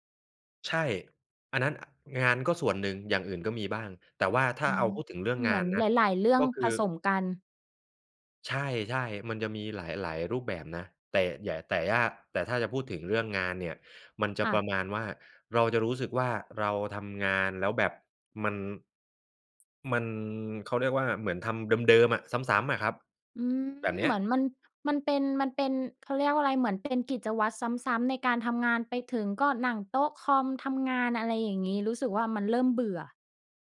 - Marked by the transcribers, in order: none
- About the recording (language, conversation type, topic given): Thai, podcast, เวลารู้สึกหมดไฟ คุณมีวิธีดูแลตัวเองอย่างไรบ้าง?